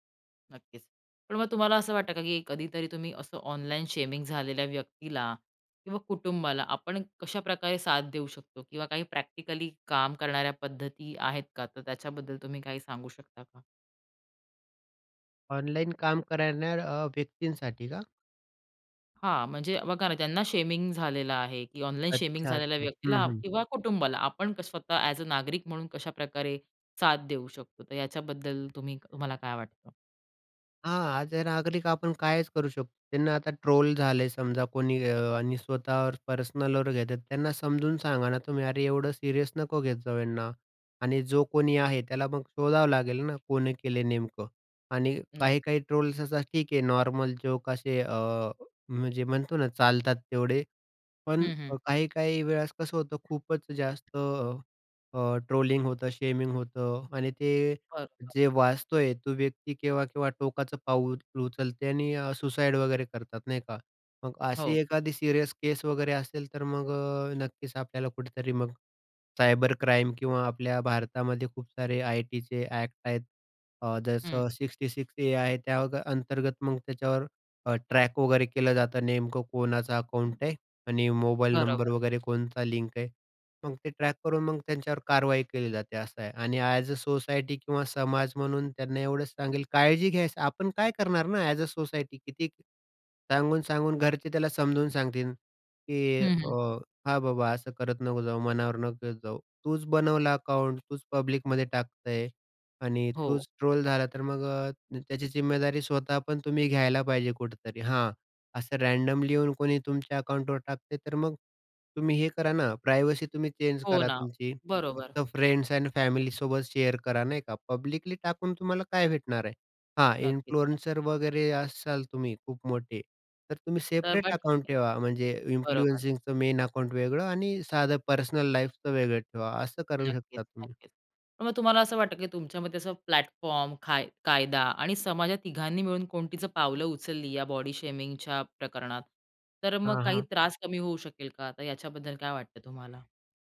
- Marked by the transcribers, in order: in English: "शेमिंग"; other background noise; tapping; in English: "शेमिंग"; in English: "शेमिंग"; in English: "शेमिंग"; in English: "सिक्स्टी सिक्स"; in English: "ॲज अ, सोसायटी"; in English: "अकाउंट"; in English: "अकाउंटवर"; in English: "प्रायव्हसी"; in English: "शेअर"; in English: "पब्लिकली"; in English: "इन्फ्लुएन्सर"; in English: "अकाउंट"; in English: "मेन अकाउंट"; in English: "पर्सनल लाईफचं"; in English: "प्लॅटफॉर्म"; in English: "बॉडी शेमिंगच्या"
- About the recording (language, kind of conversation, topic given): Marathi, podcast, ऑनलाइन शेमिंग इतके सहज का पसरते, असे तुम्हाला का वाटते?